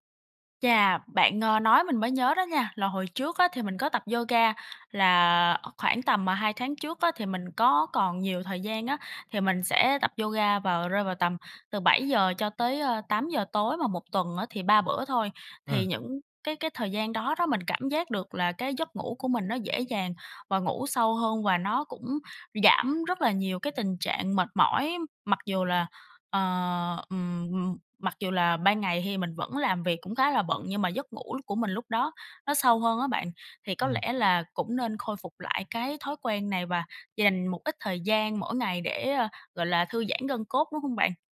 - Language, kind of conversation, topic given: Vietnamese, advice, Vì sao tôi vẫn mệt mỏi kéo dài dù ngủ đủ giấc và nghỉ ngơi cuối tuần mà không đỡ hơn?
- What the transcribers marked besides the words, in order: other background noise; tapping